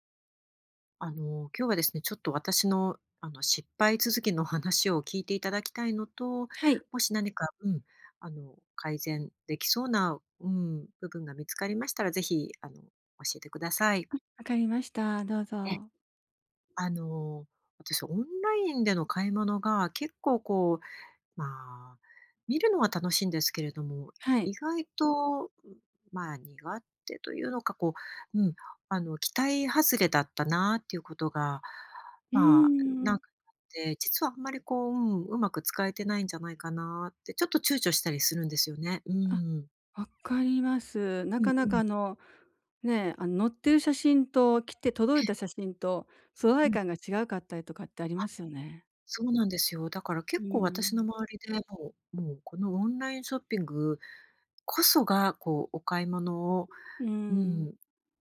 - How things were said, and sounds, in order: unintelligible speech
- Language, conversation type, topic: Japanese, advice, オンラインでの買い物で失敗が多いのですが、どうすれば改善できますか？